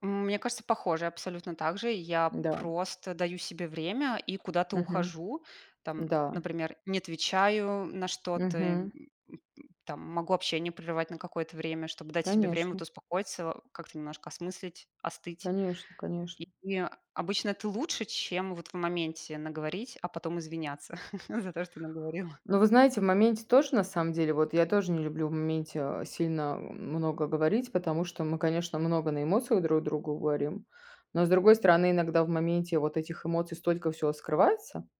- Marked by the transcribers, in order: chuckle
- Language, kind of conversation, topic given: Russian, unstructured, Как справиться с ситуацией, когда кто-то вас обидел?